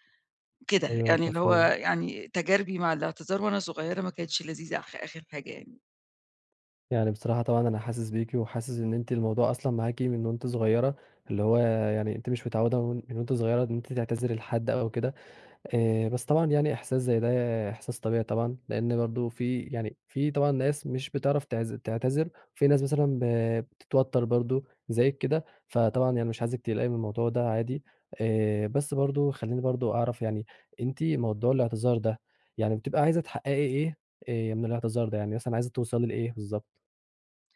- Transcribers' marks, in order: none
- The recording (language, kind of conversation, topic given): Arabic, advice, إزاي أقدر أعتذر بصدق وأنا حاسس بخجل أو خايف من رد فعل اللي قدامي؟